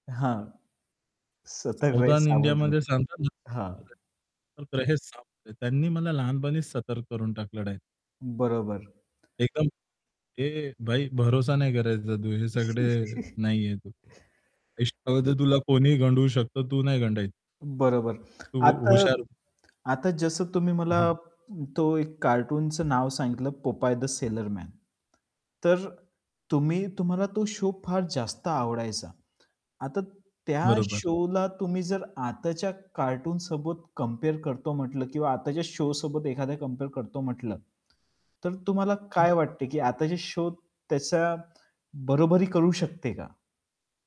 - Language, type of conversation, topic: Marathi, podcast, लहानपणी तुम्हाला कोणते दूरदर्शनवरील कार्यक्रम सर्वात जास्त आवडायचे आणि का?
- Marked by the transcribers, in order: static; distorted speech; in Hindi: "सतक रहे सावध रहे"; other background noise; unintelligible speech; chuckle; in English: "शो"; in English: "शोला"; in English: "शो"; other noise; in English: "शो"